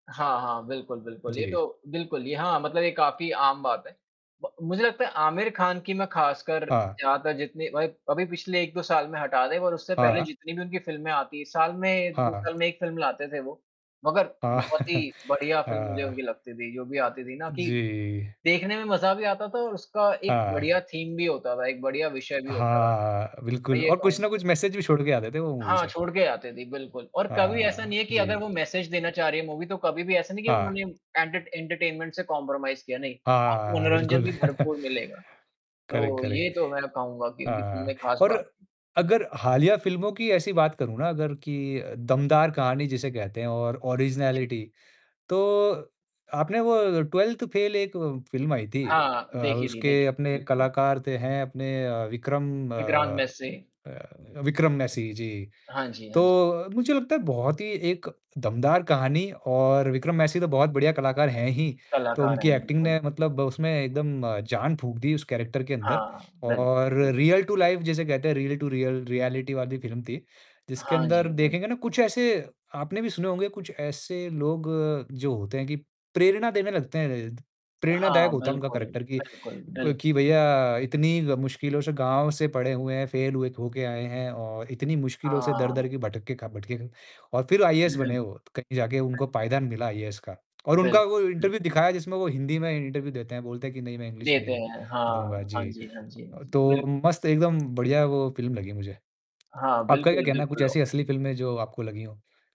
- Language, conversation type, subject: Hindi, unstructured, आपको क्या लगता है कि फिल्मों में असली कहानी क्यों खोती जा रही है?
- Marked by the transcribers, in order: chuckle; tapping; static; in English: "थीम"; in English: "एंटरटेनमेंट"; in English: "कॉम्प्रोमाइज़"; chuckle; in English: "करेक्ट, करेक्ट"; in English: "ऑरिज़नैलिटी"; distorted speech; in English: "एक्टिंग"; in English: "कैरेक्टर"; in English: "रियल टू लाइफ़"; in English: "रियल टू रियल रियलिटी"; in English: "करैक्टर"; in English: "इंटरव्यू"; other background noise; in English: "इंटरव्यू"